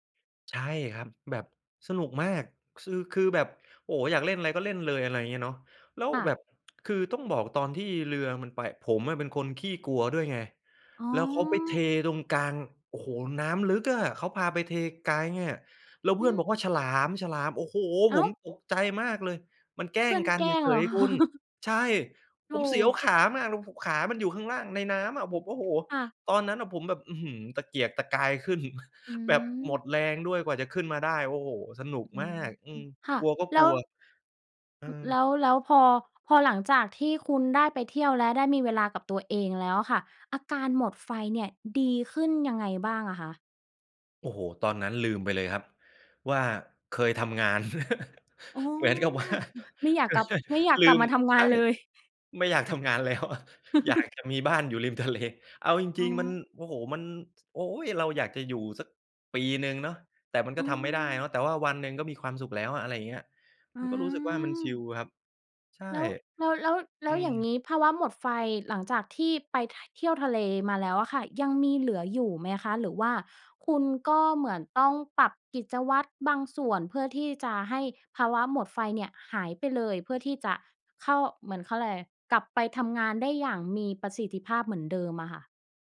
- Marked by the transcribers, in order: tsk; chuckle; chuckle; laugh; laughing while speaking: "เหมือนกับว่า เออ ใช่"; laughing while speaking: "ไม่อยากทำงานแล้ว อยากจะมีบ้านอยู่ริมทะเล"; chuckle; laugh
- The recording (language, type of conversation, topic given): Thai, podcast, เวลารู้สึกหมดไฟ คุณมีวิธีดูแลตัวเองอย่างไรบ้าง?